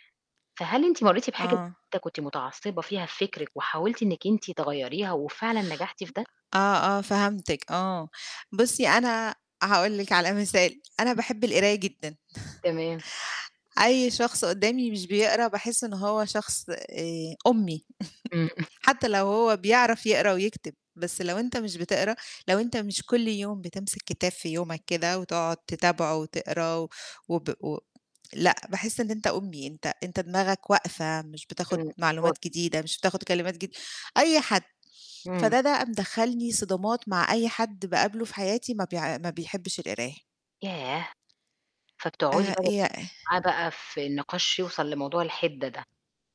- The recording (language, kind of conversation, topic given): Arabic, podcast, إزاي تبني عادة إنك تتعلم باستمرار في حياتك اليومية؟
- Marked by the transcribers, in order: distorted speech; other noise; chuckle; chuckle; chuckle; unintelligible speech; unintelligible speech